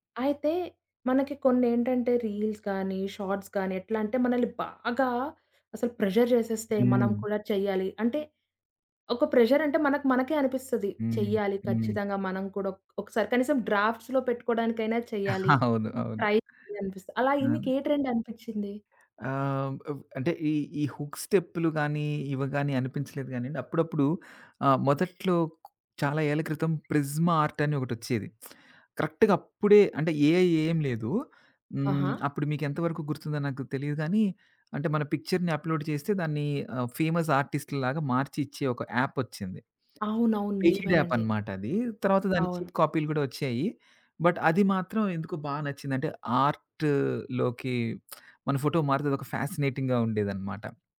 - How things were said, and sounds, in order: in English: "రీల్స్‌గాని షార్ట్స్"; in English: "ప్రెషర్"; in English: "డ్రాఫ్ట్స్‌లో"; chuckle; in English: "ట్రై"; in English: "ట్రెండ్"; in English: "హుక్"; in English: "ప్రిస్మా ఆర్ట్"; lip smack; in English: "కరెక్ట్‌గా"; in English: "ఏఐ"; in English: "పిక్చర్‌ని అప్‌లోడ్"; in English: "ఫేమస్ ఆర్టిస్ట్‌లాగా"; other background noise; in English: "చీప్"; in English: "బట్"; in English: "ఆర్ట్‌లోకి"; lip smack; in English: "ఫ్యాసనేటింగ్‌గా"
- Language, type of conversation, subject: Telugu, podcast, సోషల్ మీడియా ట్రెండ్‌లు మీపై ఎలా ప్రభావం చూపిస్తాయి?